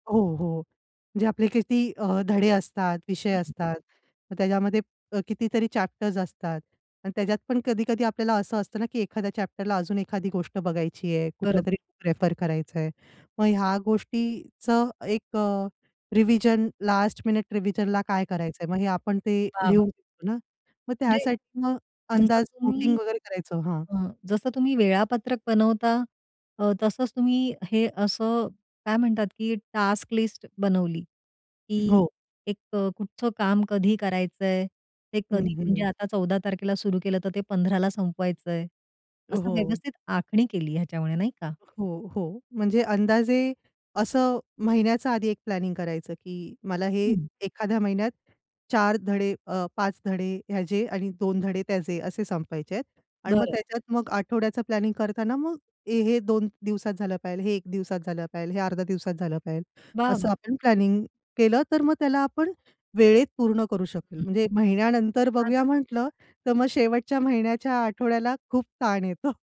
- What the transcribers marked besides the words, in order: other background noise; in English: "चॅप्टर्स"; in English: "चॅप्टरला"; in English: "रिव्हिजन लास्ट मिनिट रिव्हिजनला"; in English: "टास्क"; tapping; laughing while speaking: "येतो"
- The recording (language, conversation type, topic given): Marathi, podcast, कुठल्या कामांची यादी तयार करण्याच्या अनुप्रयोगामुळे तुमचं काम अधिक सोपं झालं?